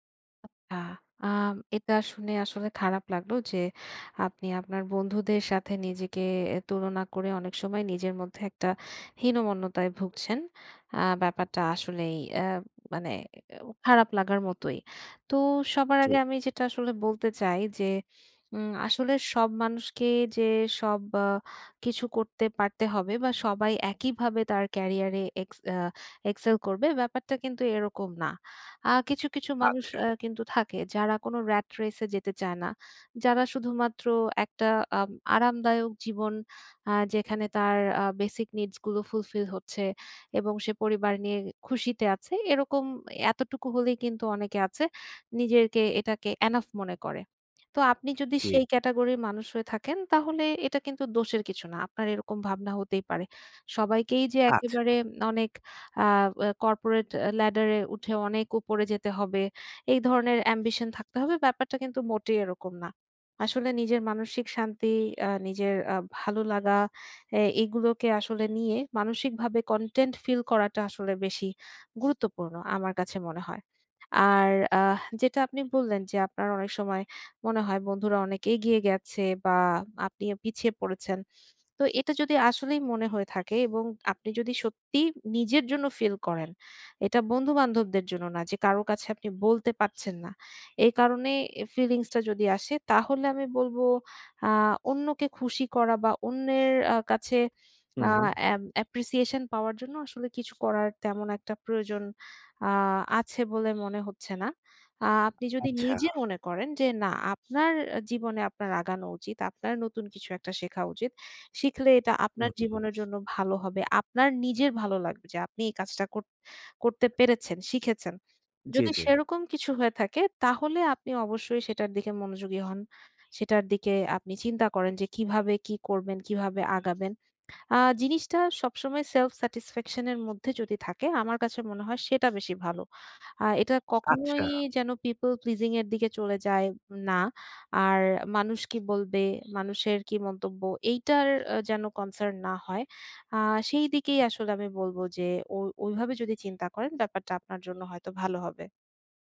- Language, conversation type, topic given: Bengali, advice, আমি কীভাবে দীর্ঘদিনের স্বস্তির গণ্ডি ছেড়ে উন্নতি করতে পারি?
- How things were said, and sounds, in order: "এটা" said as "এতা"; in English: "excel"; "নিজেকে" said as "নিজেরকে"; in English: "corporate"; in English: "ladder"; in English: "ambition"; horn; in English: "সেলফ স্যাটিসফ্যাকশন"; in English: "people pleasing"